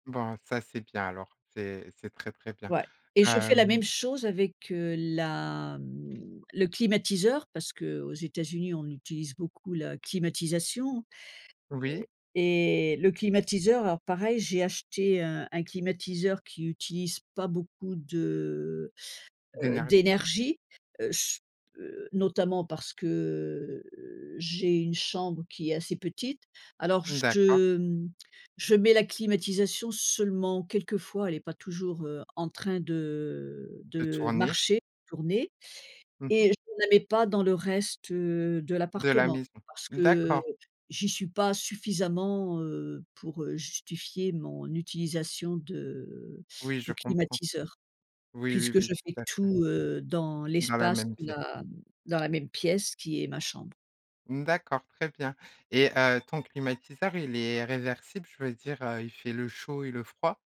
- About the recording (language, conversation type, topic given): French, podcast, Quels conseils donnerais-tu pour consommer moins d’énergie à la maison ?
- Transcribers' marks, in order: other background noise